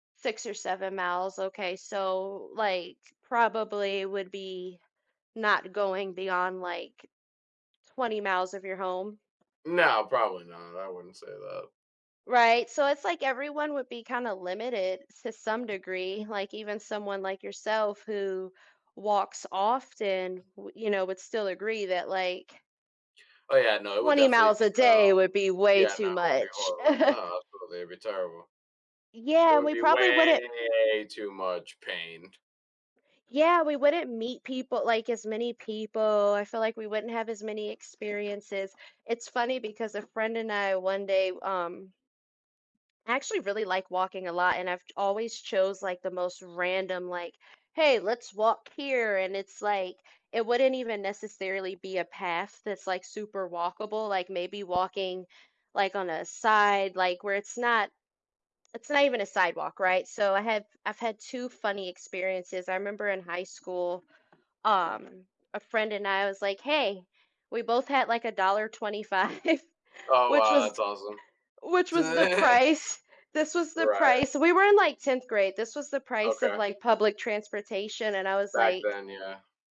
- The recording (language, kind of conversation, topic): English, unstructured, How would your life be different if you had to walk everywhere instead of using modern transportation?
- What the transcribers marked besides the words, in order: other background noise; chuckle; drawn out: "way"; laughing while speaking: "a dollar twenty five"; laugh